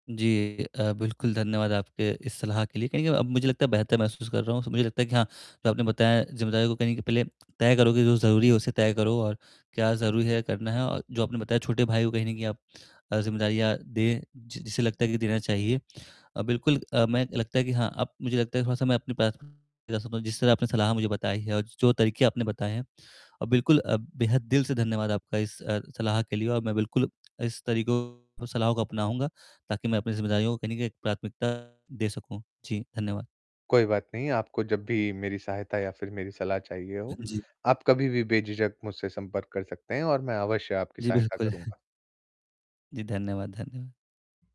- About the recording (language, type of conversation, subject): Hindi, advice, एक साथ कई जिम्मेदारियों होने पर प्राथमिकता कैसे तय करें?
- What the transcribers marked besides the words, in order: distorted speech; tapping; chuckle